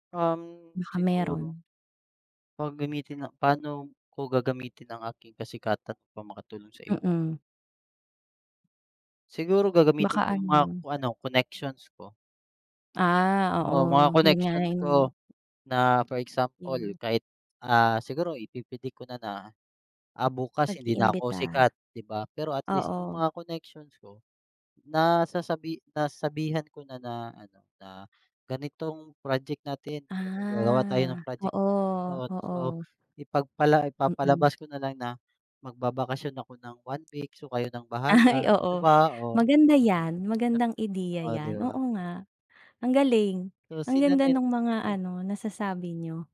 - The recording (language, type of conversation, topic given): Filipino, unstructured, Paano mo gagamitin ang isang araw kung ikaw ay isang sikat na artista?
- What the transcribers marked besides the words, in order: in English: "predict"; drawn out: "Ah"; laughing while speaking: "Ay"